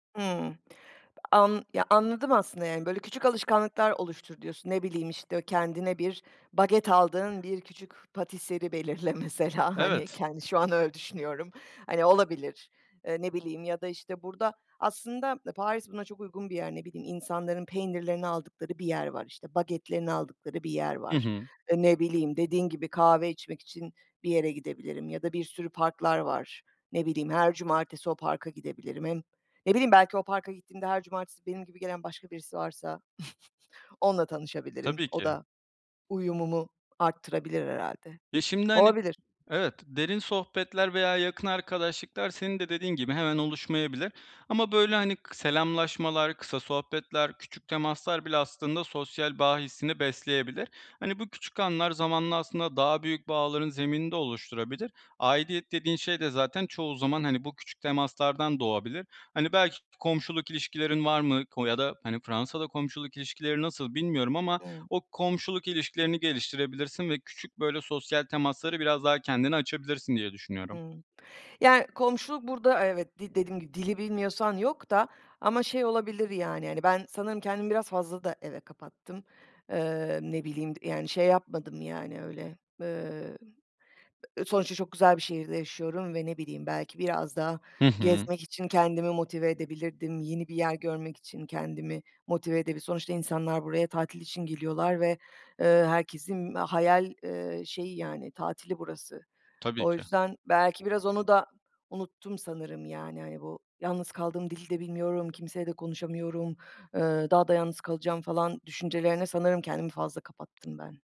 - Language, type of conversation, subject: Turkish, advice, Yeni bir yerde kendimi nasıl daha çabuk ait hissedebilirim?
- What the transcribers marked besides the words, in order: in French: "pâtisserie"; laughing while speaking: "belirle mesela, hani, kendi şu an öyle düşünüyorum"; snort; other background noise